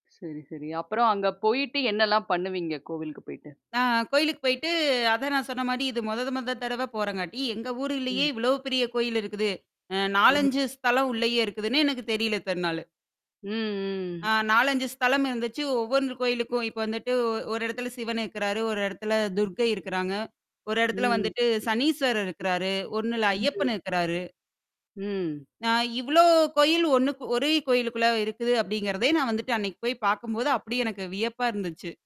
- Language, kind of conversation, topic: Tamil, podcast, ஒரு தெய்வாலயத்தைப் பார்த்த பிறகு உங்களுக்குள் ஏற்பட்ட மாற்றம் என்ன?
- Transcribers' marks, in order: static; mechanical hum; tapping; other background noise